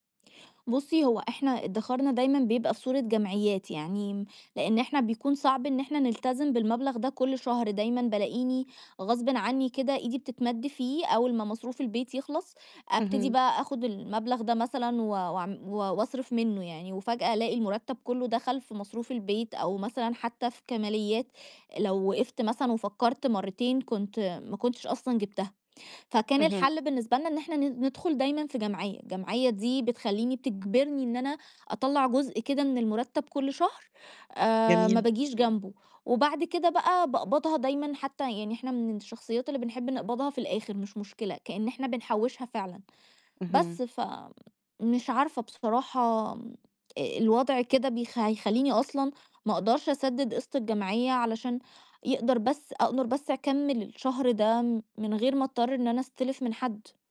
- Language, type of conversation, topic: Arabic, advice, إزاي أتعامل مع تقلبات مالية مفاجئة أو ضيقة في ميزانية البيت؟
- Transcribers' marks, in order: tapping